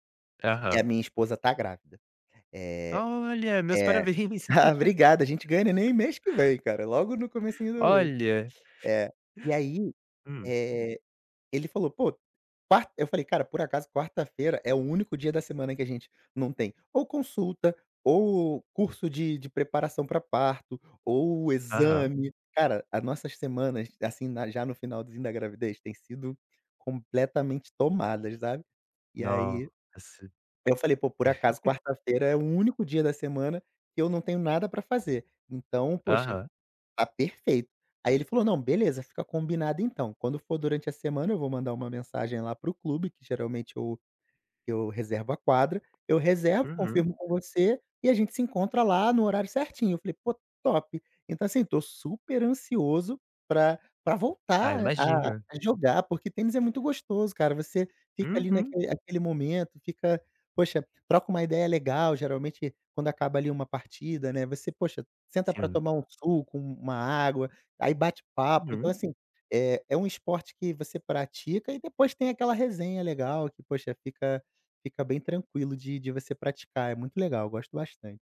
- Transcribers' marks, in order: laughing while speaking: "Ah obrigada!"; laugh; tapping; giggle; other background noise
- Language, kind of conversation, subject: Portuguese, podcast, Como você redescobriu um hobby que tinha abandonado?